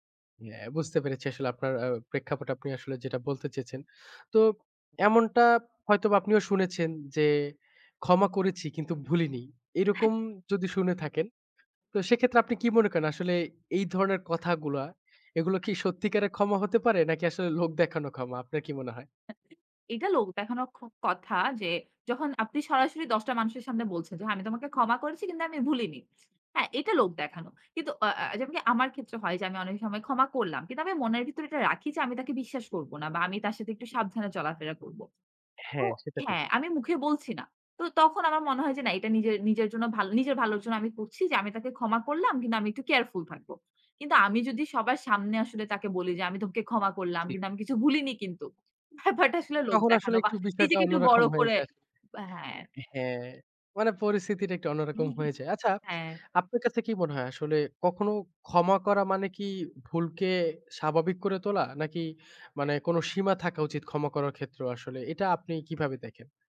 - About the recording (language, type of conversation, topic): Bengali, podcast, ক্ষমা করা মানে কি সব ভুলও মুছে ফেলতে হবে বলে মনে করো?
- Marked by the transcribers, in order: none